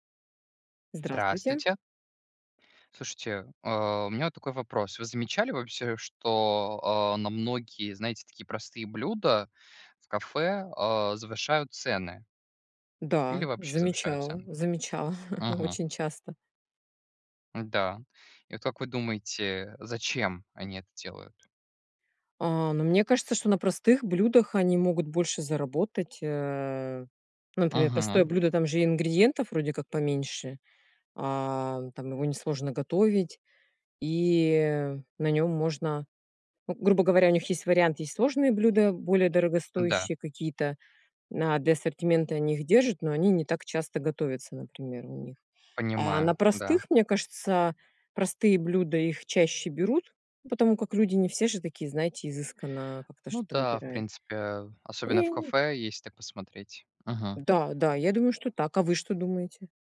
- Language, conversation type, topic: Russian, unstructured, Зачем некоторые кафе завышают цены на простые блюда?
- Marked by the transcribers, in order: laughing while speaking: "замечала"; tapping